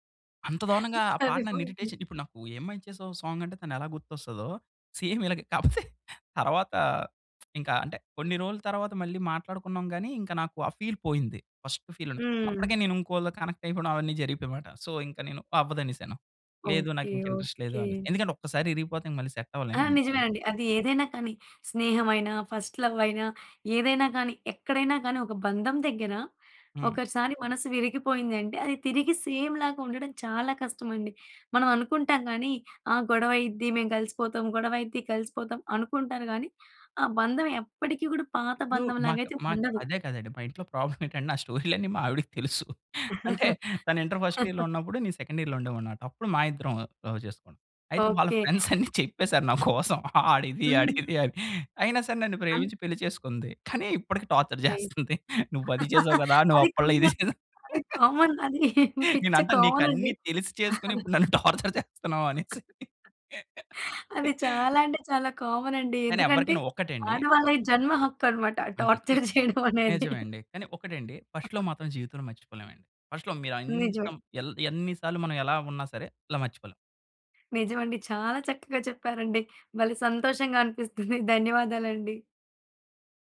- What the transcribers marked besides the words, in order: laughing while speaking: "సరిపోయింది"; in English: "ఇరిటేషన్"; in English: "సాంగ్"; in English: "సేమ్"; chuckle; other background noise; in English: "ఫీల్"; in English: "ఫస్ట్ ఫీల్"; in English: "కనెక్ట్"; in English: "సో"; in English: "ఇంట్రెస్ట్"; in English: "సెట్"; in English: "ఫస్ట్ లవ్"; in English: "సేమ్"; in English: "ప్రాబ్లమ్"; laughing while speaking: "ఏంటంటే నా స్టోరీలన్నీ మా ఆవిడకి తెలుసు. అంటే తను ఇంటర్ ఫస్ట్ ఇయర్‌లో ఉన్నప్పుడు"; laugh; in English: "ఫస్ట్ ఇయర్‌లో"; in English: "సెకండ్ ఇయర్‌లో"; in English: "లవ్"; in English: "ఫ్రెండ్స్"; laughing while speaking: "అన్ని చెప్పేసారు. నా కోసం వాడిది … అప్పట్లో ఇది చేసావు"; in English: "టార్చర్"; in English: "నైస్"; laughing while speaking: "అది కామన్ అది కామన్ అది … ఆ! టార్చర్ చేయడమనేది"; in English: "కామన్"; in English: "కామన్"; laughing while speaking: "నేనంటా నీకన్ని తెలిసి చేసుకొని ఇప్పుడు నన్ను టార్చర్ చేస్తున్నావనేసి"; in English: "టార్చర్"; in English: "టార్చర్"; in English: "ఫస్ట్ లవ్"; other noise; in English: "ఫస్ట్ లవ్"
- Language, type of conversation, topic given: Telugu, podcast, మొదటి ప్రేమ జ్ఞాపకాన్ని మళ్లీ గుర్తు చేసే పాట ఏది?